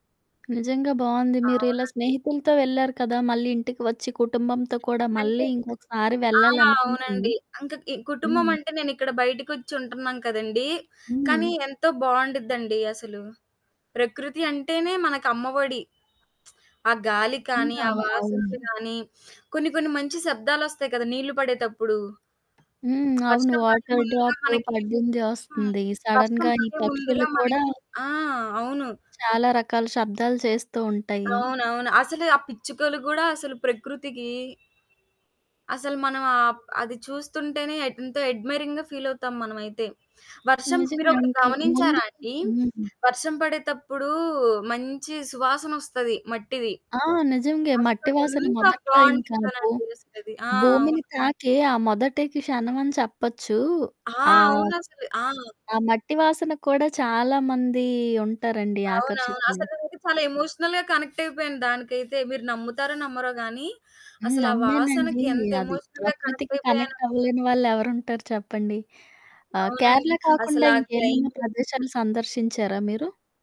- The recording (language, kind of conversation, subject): Telugu, podcast, ప్రకృతి మీకు శాంతిని అందించిన అనుభవం ఏమిటి?
- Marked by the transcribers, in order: static; other background noise; "ఇంక" said as "అంక"; lip smack; distorted speech; in English: "సడెన్‌గా"; horn; in English: "ఎడ్మైరింగ్‌గా"; in English: "ఎమోషనల్‌గా"; in English: "ఎమోషనల్‌గా"